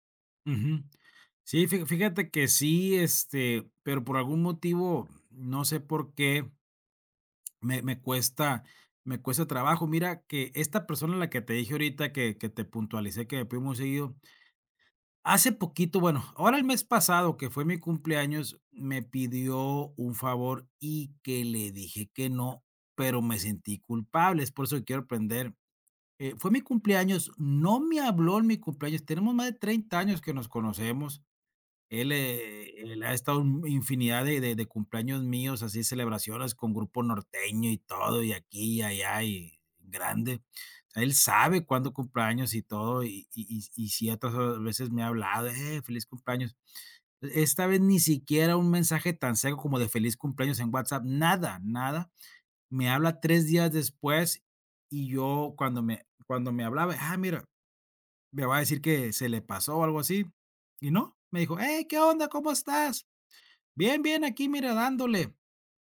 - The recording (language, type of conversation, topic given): Spanish, advice, ¿Cómo puedo aprender a decir que no cuando me piden favores o me hacen pedidos?
- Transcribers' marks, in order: none